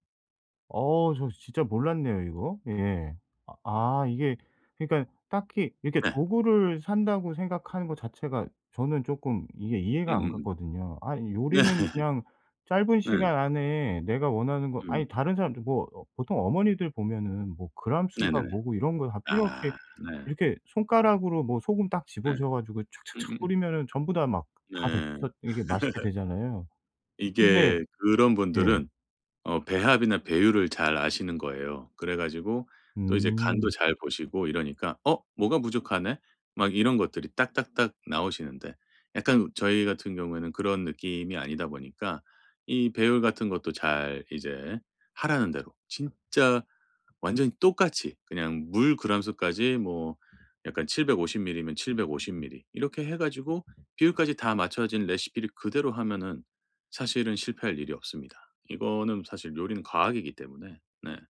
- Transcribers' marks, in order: other background noise; laughing while speaking: "네"; laugh
- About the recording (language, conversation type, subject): Korean, advice, 요리에 자신감을 기르려면 어떤 작은 습관부터 시작하면 좋을까요?
- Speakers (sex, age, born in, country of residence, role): male, 45-49, South Korea, South Korea, user; male, 45-49, South Korea, United States, advisor